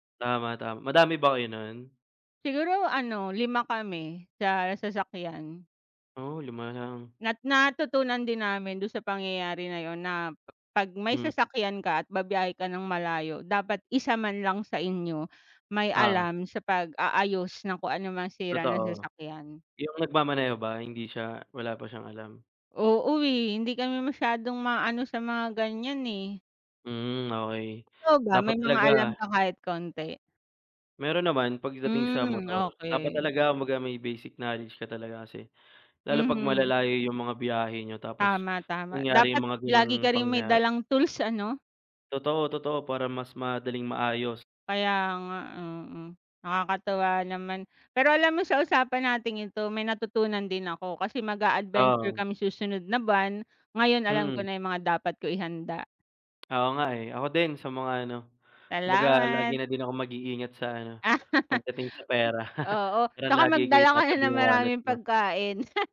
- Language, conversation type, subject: Filipino, unstructured, Ano ang pinakamasakit na nangyari habang nakikipagsapalaran ka?
- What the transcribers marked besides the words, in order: laugh; laugh